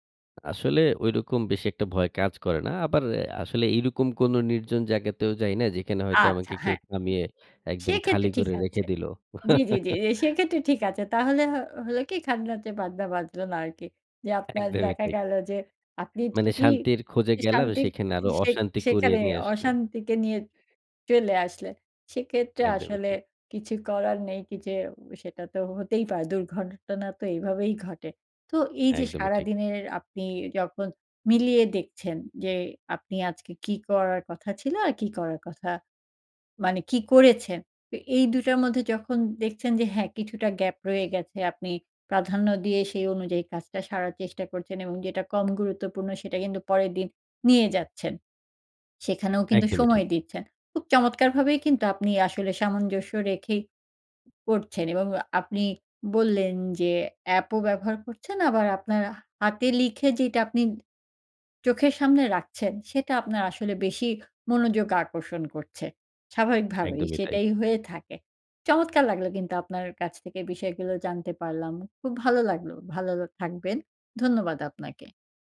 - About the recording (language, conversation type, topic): Bengali, podcast, টু-ডু লিস্ট কীভাবে গুছিয়ে রাখেন?
- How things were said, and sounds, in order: tapping; laugh; "দুর্ঘটনা" said as "দুর্ঘটটনা"